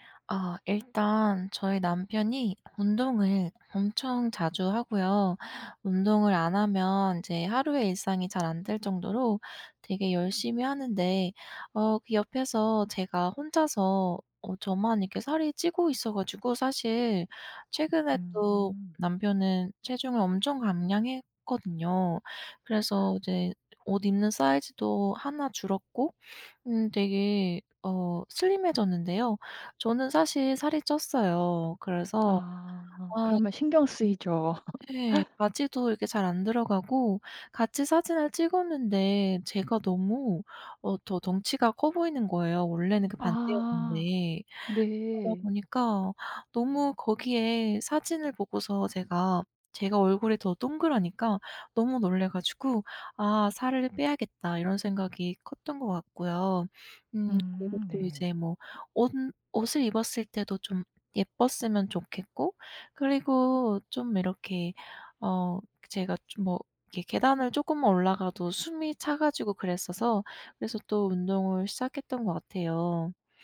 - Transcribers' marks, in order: other background noise; gasp; laugh
- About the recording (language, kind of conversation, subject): Korean, advice, 체중 감량과 근육 증가 중 무엇을 우선해야 할지 헷갈릴 때 어떻게 목표를 정하면 좋을까요?